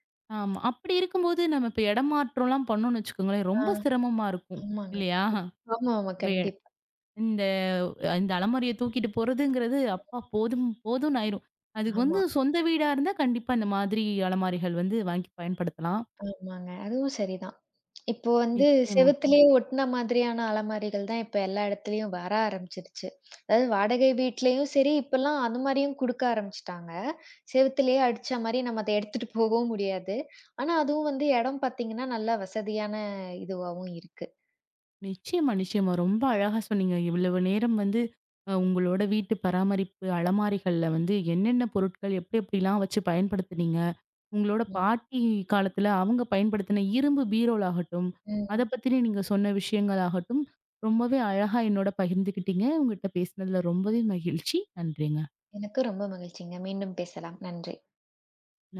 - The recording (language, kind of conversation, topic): Tamil, podcast, ஒரு சில வருடங்களில் உங்கள் அலமாரி எப்படி மாறியது என்று சொல்ல முடியுமா?
- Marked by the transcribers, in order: unintelligible speech; laughing while speaking: "இல்லயா!"; lip trill; chuckle; unintelligible speech